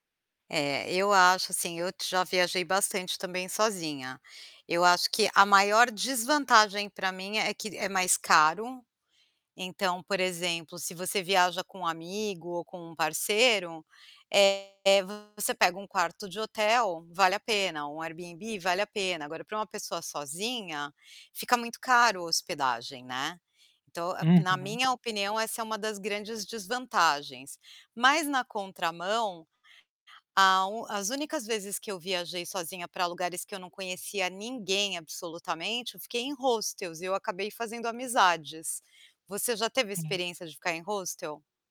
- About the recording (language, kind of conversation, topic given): Portuguese, podcast, Por onde você recomenda começar para quem quer viajar sozinho?
- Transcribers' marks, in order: static; distorted speech; other background noise